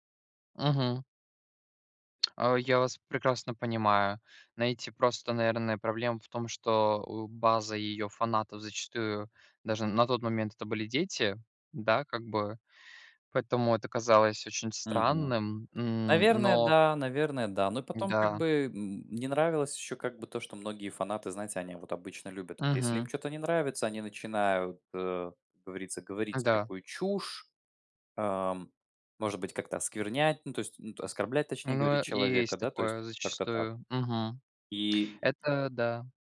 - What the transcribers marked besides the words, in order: other background noise; tapping
- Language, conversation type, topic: Russian, unstructured, Стоит ли бойкотировать артиста из-за его личных убеждений?